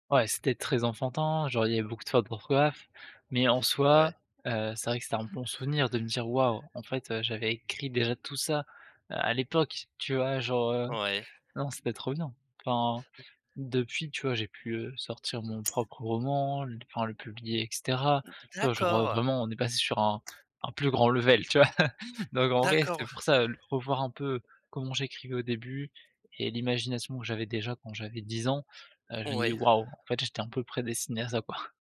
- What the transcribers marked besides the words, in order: tapping; chuckle
- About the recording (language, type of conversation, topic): French, podcast, En quoi ton parcours de vie a-t-il façonné ton art ?